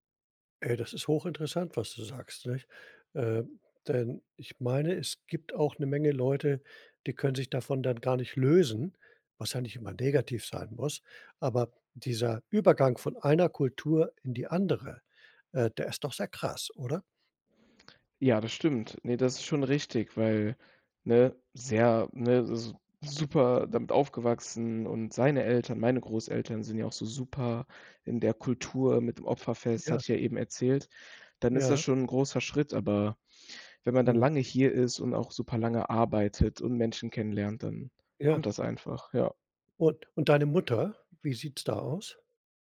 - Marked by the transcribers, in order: other background noise
- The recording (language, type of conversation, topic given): German, podcast, Hast du dich schon einmal kulturell fehl am Platz gefühlt?